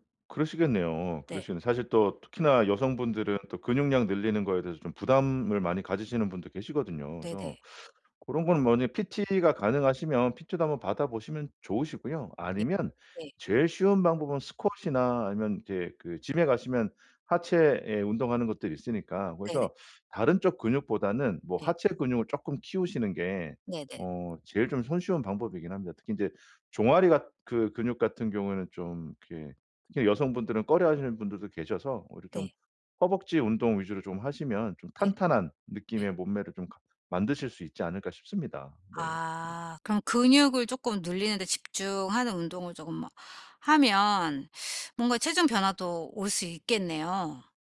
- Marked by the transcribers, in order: other background noise; tapping
- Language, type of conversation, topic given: Korean, advice, 습관이 제자리걸음이라 동기가 떨어질 때 어떻게 다시 회복하고 꾸준히 이어갈 수 있나요?